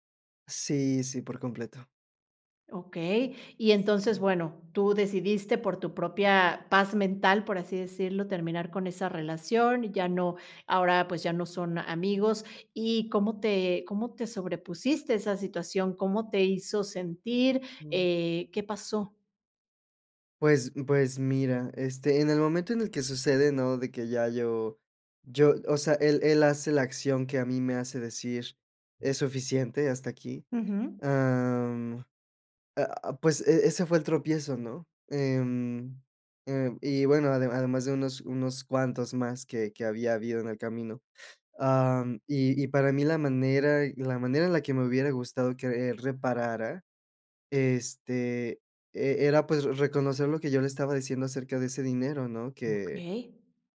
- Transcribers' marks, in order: other background noise
- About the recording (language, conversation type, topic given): Spanish, podcast, ¿Cómo recuperas la confianza después de un tropiezo?